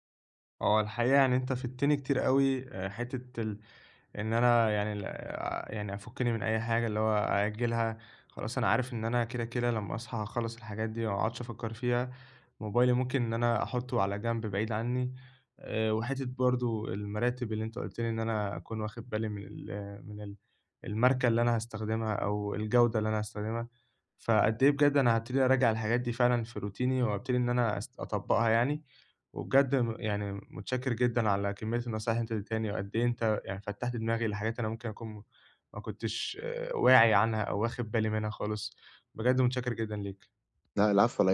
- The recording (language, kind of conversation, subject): Arabic, advice, إزاي أختار مكان هادي ومريح للقيلولة؟
- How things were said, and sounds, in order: in English: "روتيني"; tapping